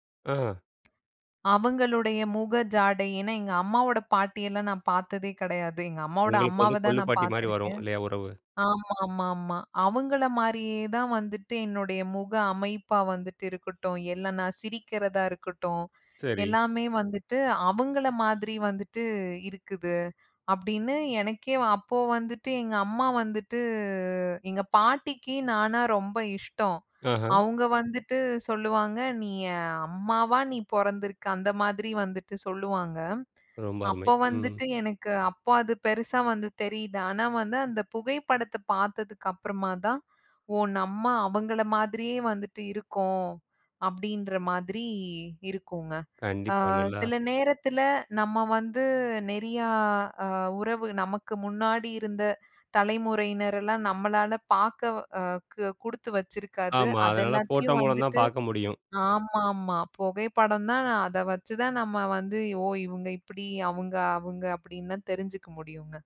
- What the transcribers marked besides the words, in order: tapping
- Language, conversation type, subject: Tamil, podcast, பழைய குடும்பப் புகைப்படங்கள் உங்களுக்கு ஏன் முக்கியமானவை?